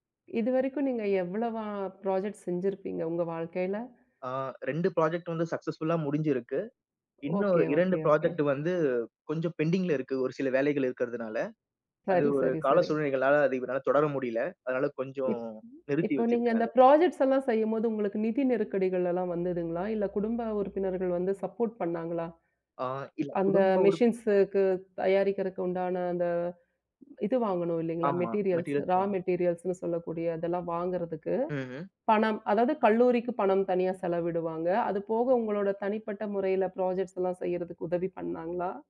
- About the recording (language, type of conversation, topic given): Tamil, podcast, மிகக் கடினமான ஒரு தோல்வியிலிருந்து மீண்டு முன்னேற நீங்கள் எப்படி கற்றுக்கொள்கிறீர்கள்?
- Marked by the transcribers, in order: in English: "ப்ராஜெக்ட்"; in English: "ப்ராஜெக்ட்"; in English: "சக்ஸஸ்ஃபுள்ளா"; in English: "ப்ராஜெக்ட்"; in English: "பெண்டிங்ல"; in English: "ப்ரொஜெக்ட்ஸ்"; in English: "மெஷின்ஸுக்கு"; in English: "மெட்டீரியல்ஸ், ராமெட்டீரியல்ஸ்ன்னு"; in English: "மெட்டீரியல்ஸ்"; in English: "ப்ரோஜக்ட்ஸ்"